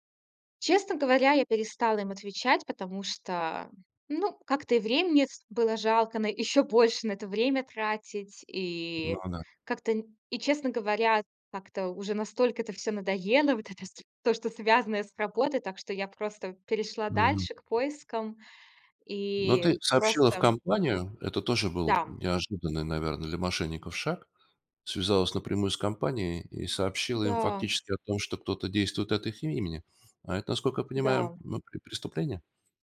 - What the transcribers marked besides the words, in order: none
- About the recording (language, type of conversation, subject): Russian, podcast, Как ты проверяешь новости в интернете и где ищешь правду?